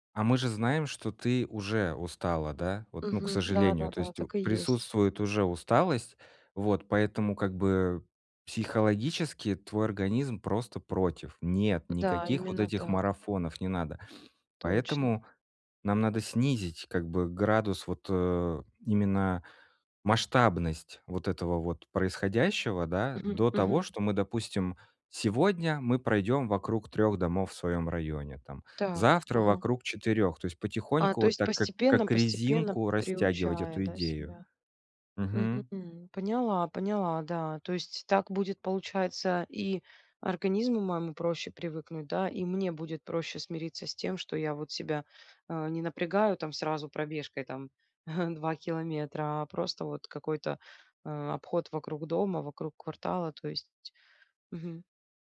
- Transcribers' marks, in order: chuckle
- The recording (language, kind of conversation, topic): Russian, advice, Как начать формировать полезные привычки маленькими шагами каждый день?